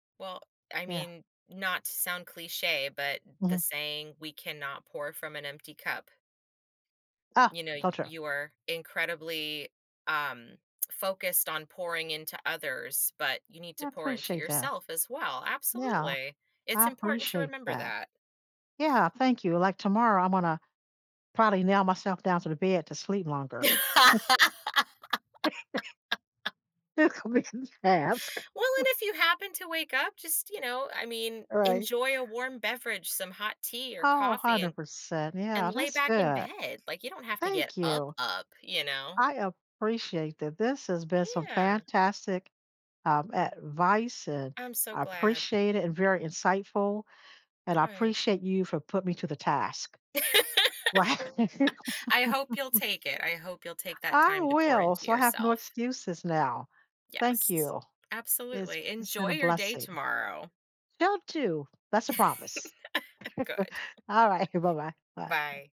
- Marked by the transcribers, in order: lip smack; laugh; chuckle; laugh; unintelligible speech; laugh; laughing while speaking: "Right"; laugh; tapping; laugh; laughing while speaking: "Alright"; chuckle
- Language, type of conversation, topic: English, advice, How can I better balance my work and personal life?